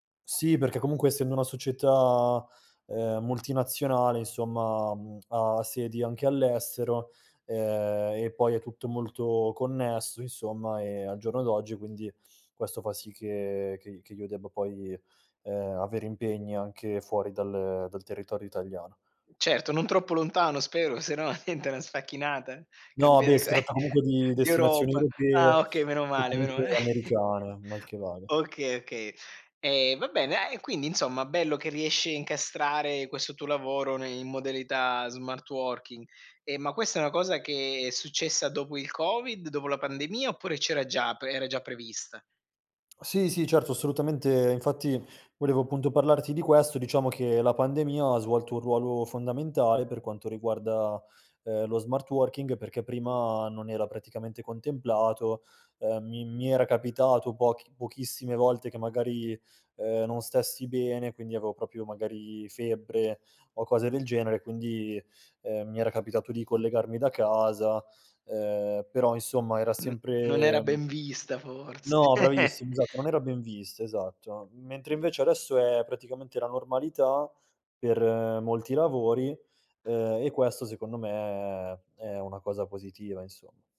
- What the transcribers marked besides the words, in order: other background noise; laughing while speaking: "diventa"; laughing while speaking: "ca"; tapping; chuckle; "proprio" said as "propio"; chuckle
- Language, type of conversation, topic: Italian, podcast, Che impatto ha avuto lo smart working sulla tua giornata?